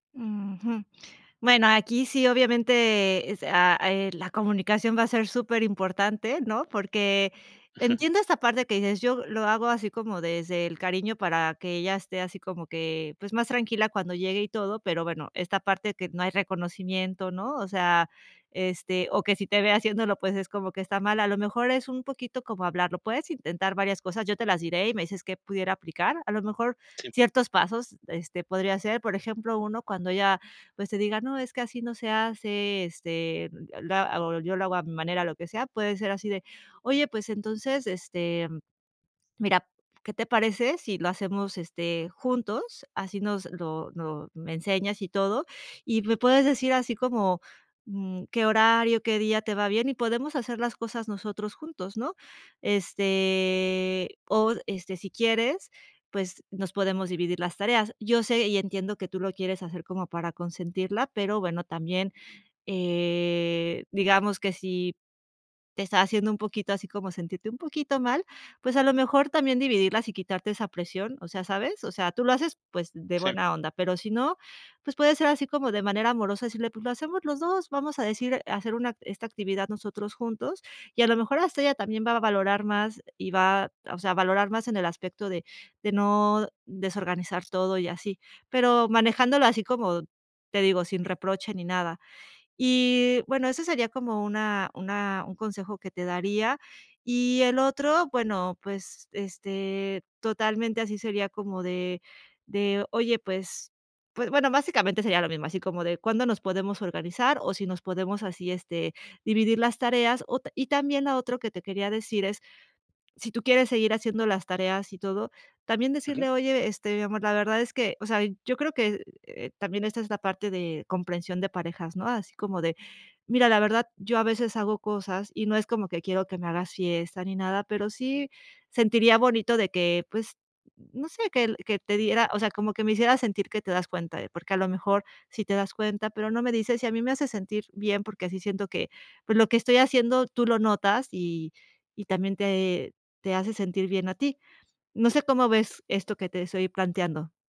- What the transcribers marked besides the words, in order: chuckle; tapping; drawn out: "eh"
- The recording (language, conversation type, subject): Spanish, advice, ¿Cómo podemos ponernos de acuerdo sobre el reparto de las tareas del hogar si tenemos expectativas distintas?